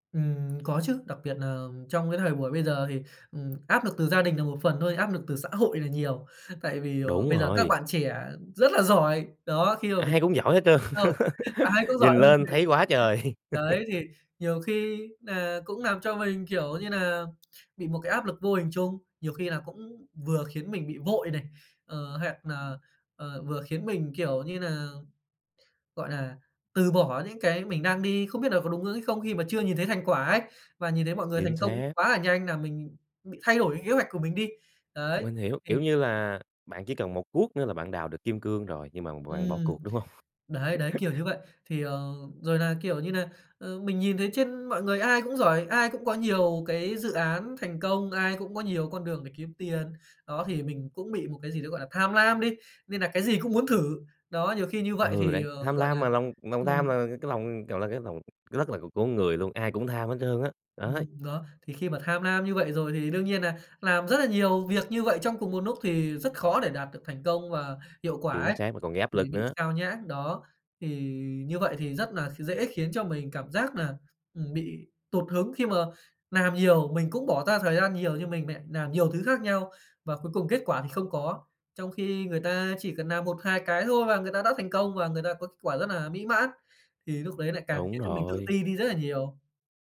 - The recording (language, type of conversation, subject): Vietnamese, podcast, Điều lớn nhất bạn rút ra được từ việc tự học là gì?
- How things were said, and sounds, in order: tapping; laughing while speaking: "trơn"; laugh; other background noise; "làm" said as "nàm"; laugh; "hoặc" said as "hẹc"; "làm" said as "nàm"; laugh; "làm" said as "nàm"; "làm" said as "nàm"; "làm" said as "nàm"